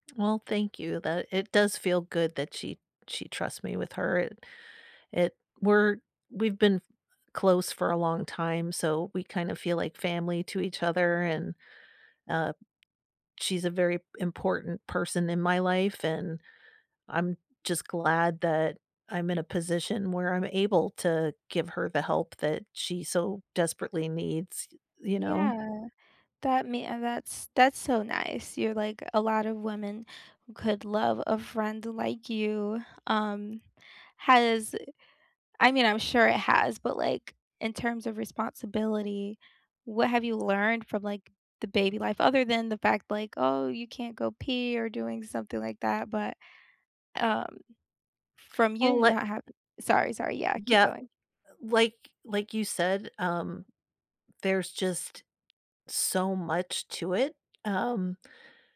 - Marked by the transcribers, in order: other background noise
- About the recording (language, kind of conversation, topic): English, unstructured, What does being responsible mean to you?
- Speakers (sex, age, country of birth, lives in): female, 25-29, United States, United States; female, 45-49, United States, United States